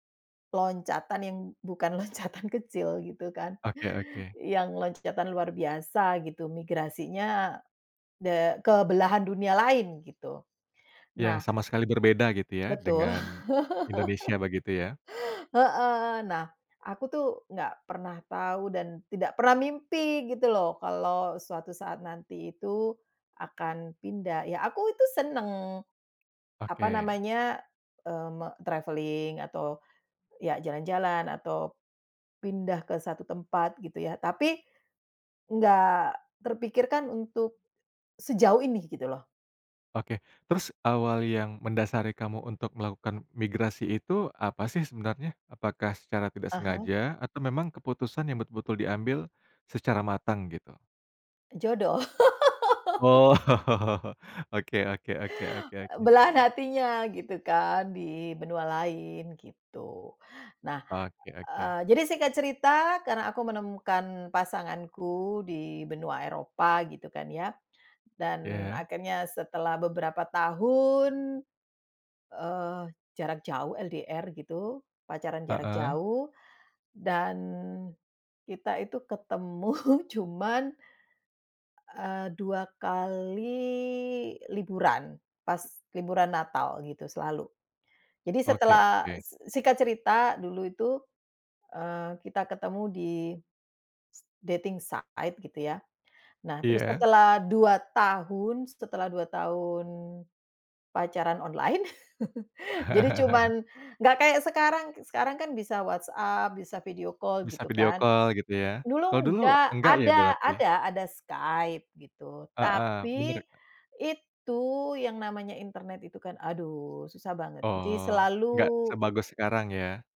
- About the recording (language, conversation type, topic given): Indonesian, podcast, Bagaimana cerita migrasi keluarga memengaruhi identitas kalian?
- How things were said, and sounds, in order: laughing while speaking: "loncatan"; tapping; laugh; in English: "travelling"; dog barking; laugh; chuckle; laughing while speaking: "ketemu"; in English: "dating site"; chuckle; chuckle; in English: "video call"; in English: "video call"